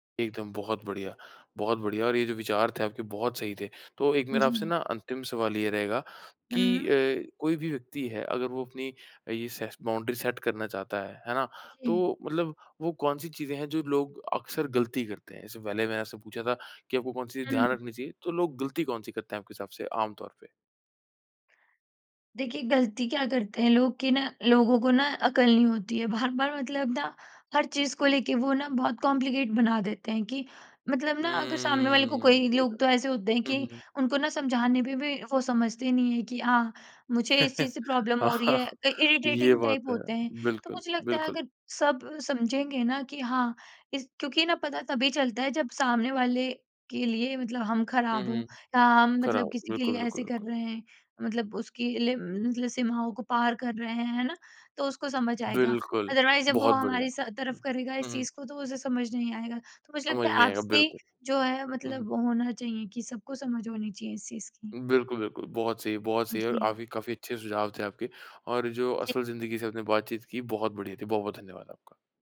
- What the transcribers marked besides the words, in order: in English: "बाउंड्री सेट"; in English: "कॉम्प्लिकेट"; chuckle; laughing while speaking: "हाँ"; in English: "प्रॉब्लम"; in English: "इरिटेटिंग टाइप"; tapping; in English: "अदरवाइज़"
- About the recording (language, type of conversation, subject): Hindi, podcast, आप अपनी सीमाएँ कैसे तय करते हैं?